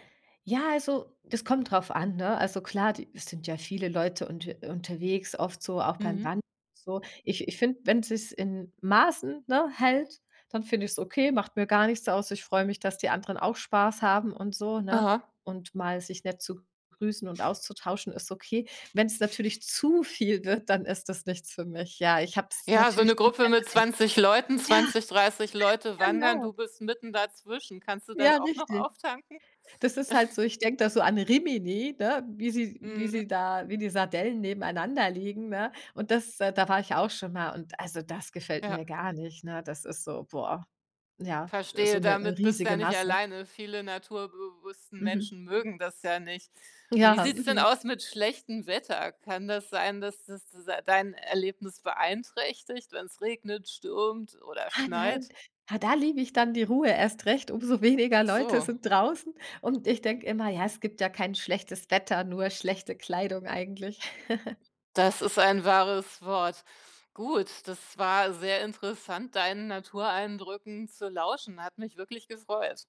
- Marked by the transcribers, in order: other background noise; stressed: "zu"; laugh; chuckle; laughing while speaking: "weniger"; laugh
- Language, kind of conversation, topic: German, podcast, Woran merkst du, dass du in der Natur wirklich auftankst?